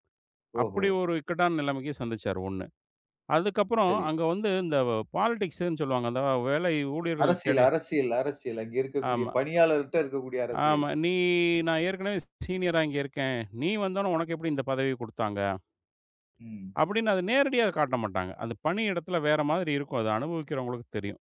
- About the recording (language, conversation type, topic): Tamil, podcast, ஒரு வேலைக்கு மாறும்போது முதலில் எந்த விஷயங்களை விசாரிக்க வேண்டும்?
- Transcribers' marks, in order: "இடையே" said as "கெடே"; other background noise